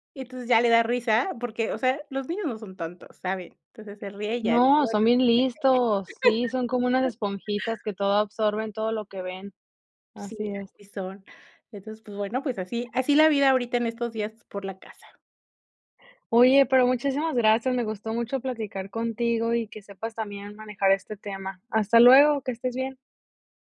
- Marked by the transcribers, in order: unintelligible speech; chuckle
- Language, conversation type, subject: Spanish, podcast, ¿Cómo conviertes una emoción en algo tangible?